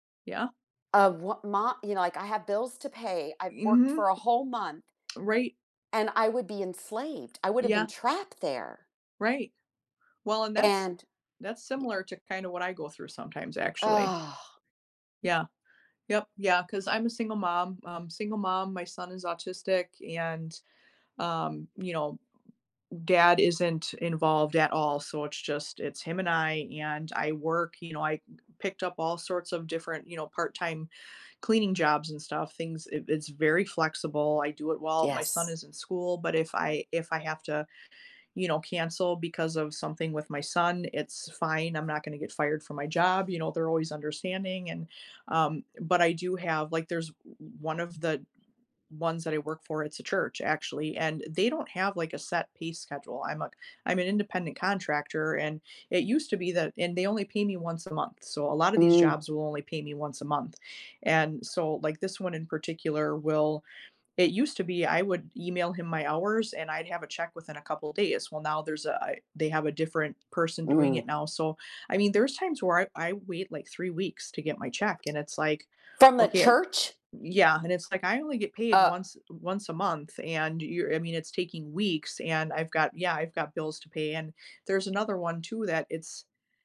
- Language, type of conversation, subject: English, unstructured, Were you surprised by how much debt can grow?
- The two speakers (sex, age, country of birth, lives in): female, 45-49, United States, United States; female, 60-64, United States, United States
- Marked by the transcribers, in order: tapping; other background noise; sigh; disgusted: "From the church?"